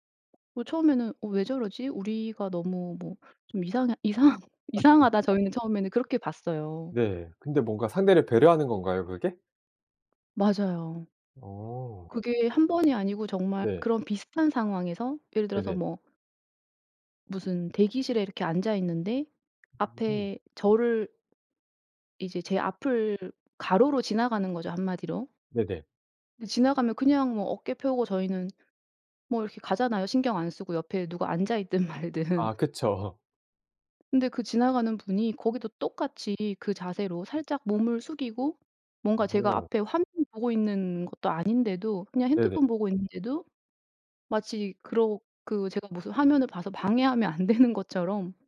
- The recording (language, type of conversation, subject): Korean, podcast, 여행 중 낯선 사람에게서 문화 차이를 배웠던 경험을 이야기해 주실래요?
- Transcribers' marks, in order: tapping; laughing while speaking: "이상"; laugh; other background noise; laughing while speaking: "말든"; laughing while speaking: "그쵸"